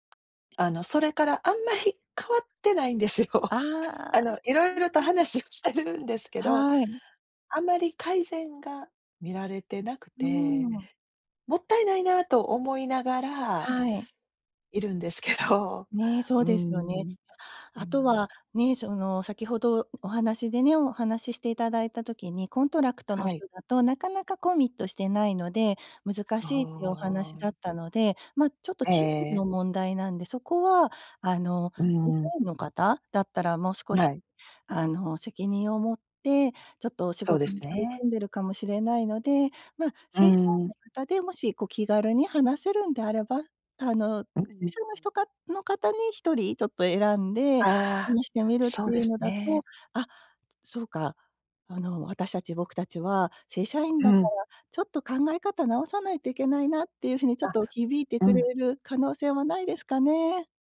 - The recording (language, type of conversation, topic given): Japanese, advice, 関係を壊さずに相手に改善を促すフィードバックはどのように伝えればよいですか？
- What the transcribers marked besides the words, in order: chuckle; laughing while speaking: "話をしてるんですけど"; chuckle; in English: "コントラクト"; unintelligible speech